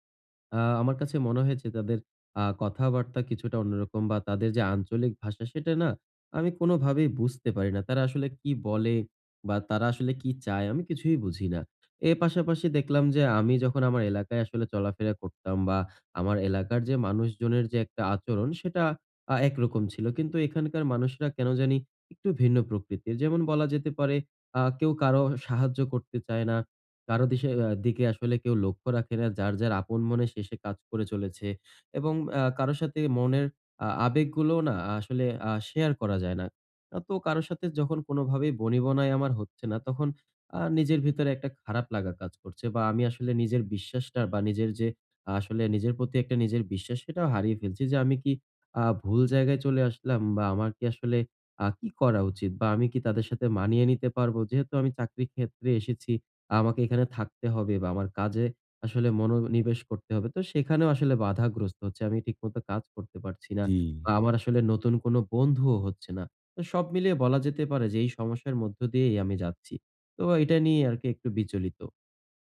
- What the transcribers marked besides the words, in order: horn
- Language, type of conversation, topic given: Bengali, advice, নতুন সমাজে ভাষা ও আচরণে আত্মবিশ্বাস কীভাবে পাব?